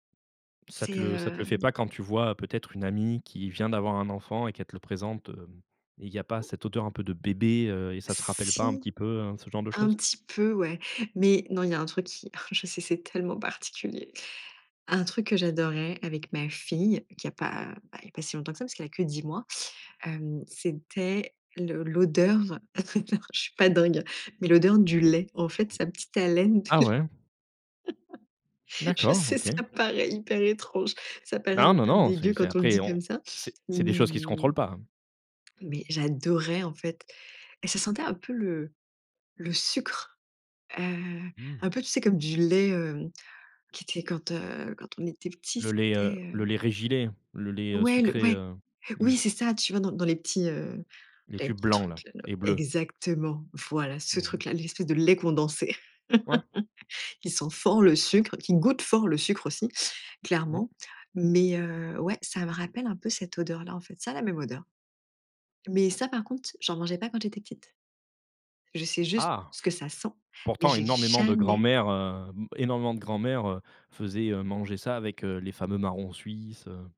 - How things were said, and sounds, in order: other background noise; stressed: "bébé"; drawn out: "si"; tapping; chuckle; laugh; laughing while speaking: "Je sais ça paraît hyper étrange"; chuckle; stressed: "jamais"
- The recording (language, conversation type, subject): French, podcast, Quelles odeurs te rappellent le confort de la maison ?